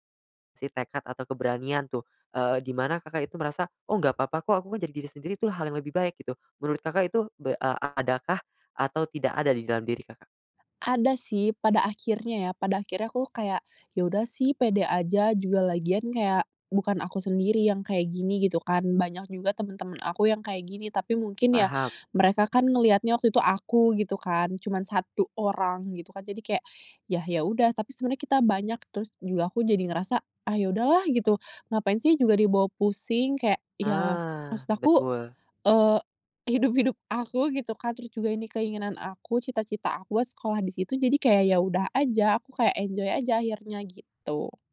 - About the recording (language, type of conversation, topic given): Indonesian, podcast, Apa tantangan terberat saat mencoba berubah?
- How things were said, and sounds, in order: in English: "enjoy"